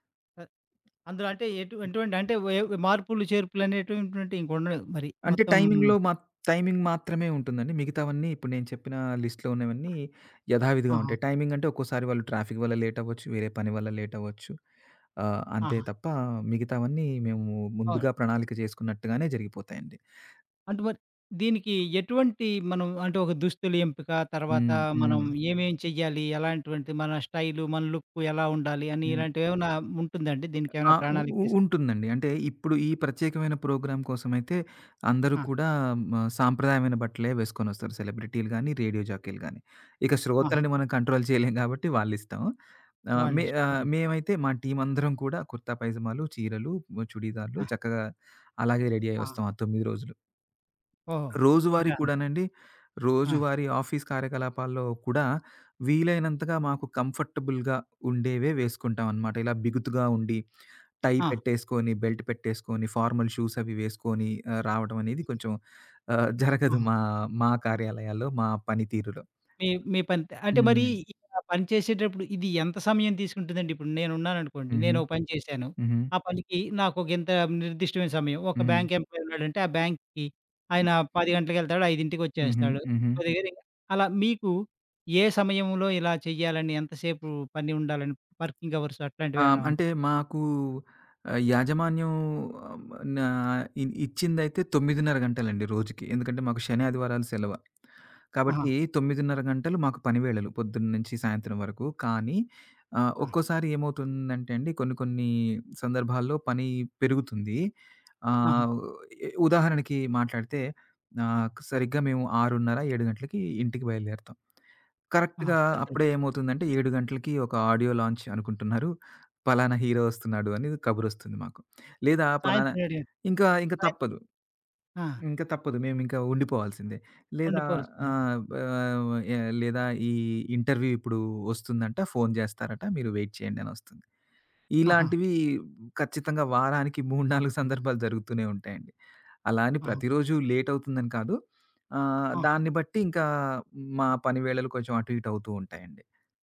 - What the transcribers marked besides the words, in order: tapping; other background noise; in English: "టైమింగ్‌లో"; in English: "టైమింగ్"; in English: "లిస్ట్‌లో"; in English: "టైమింగ్"; in English: "ట్రాఫిక్"; in English: "ప్రోగ్రామ్"; in English: "కంట్రోల్"; "వాళ్ళిష్టం" said as "వాళ్ళిస్తం"; in English: "టీమ్"; in English: "రెడీ"; in English: "ఆఫీస్"; in English: "కంఫర్టబుల్‌గా"; in English: "టై"; in English: "బెల్ట్"; in English: "ఫార్మల్ షూస్"; in English: "ఎంప్లాయి"; unintelligible speech; in English: "వర్కింగ్ అవర్స్"; in English: "కరెక్ట్‌గా"; in English: "ఆడియో లాంచ్"; in English: "వెయిట్"; in English: "లేట్"
- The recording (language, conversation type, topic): Telugu, podcast, పని నుంచి ఫన్‌కి మారేటప్పుడు మీ దుస్తుల స్టైల్‌ను ఎలా మార్చుకుంటారు?